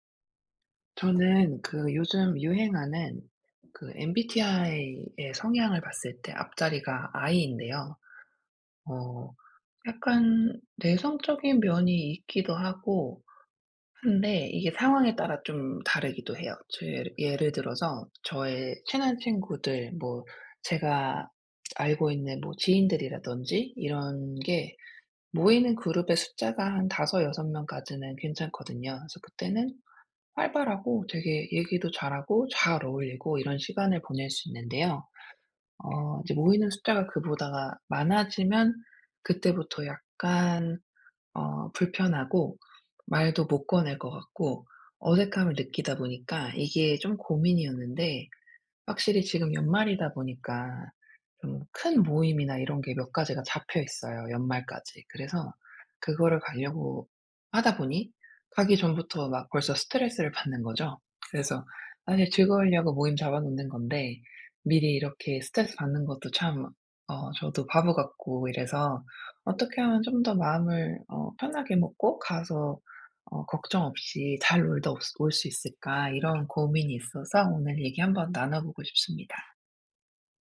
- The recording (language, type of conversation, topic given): Korean, advice, 파티나 모임에서 어색함을 자주 느끼는데 어떻게 하면 자연스럽게 어울릴 수 있을까요?
- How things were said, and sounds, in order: tapping; other background noise